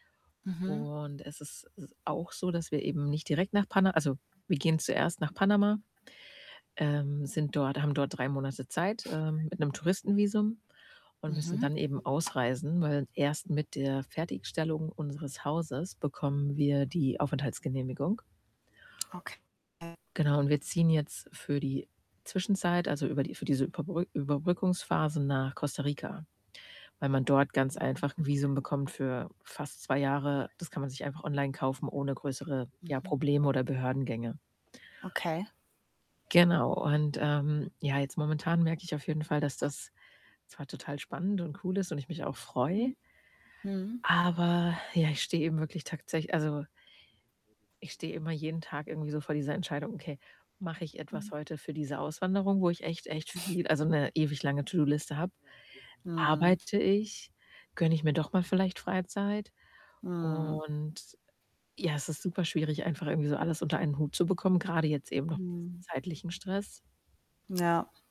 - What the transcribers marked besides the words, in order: static; other background noise; distorted speech; tapping; background speech; other noise
- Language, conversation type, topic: German, advice, Wie kann ich die tägliche Überforderung durch zu viele Entscheidungen in meinem Leben reduzieren?